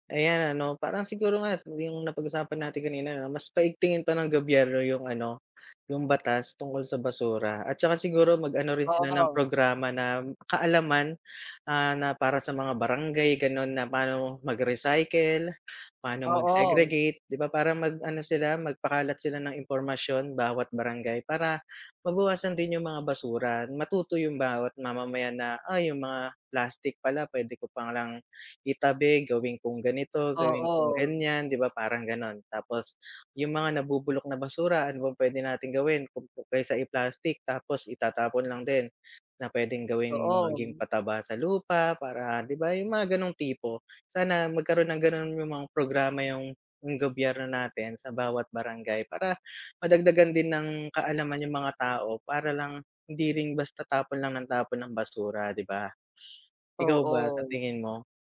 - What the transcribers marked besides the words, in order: other noise; unintelligible speech
- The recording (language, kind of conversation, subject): Filipino, unstructured, Paano mo nakikita ang epekto ng basura sa ating kapaligiran?